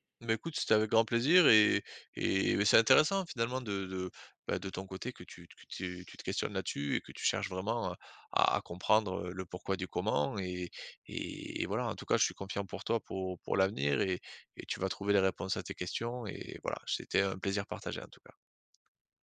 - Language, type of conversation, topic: French, advice, Comment puis-je rester concentré longtemps sur une seule tâche ?
- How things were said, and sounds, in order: none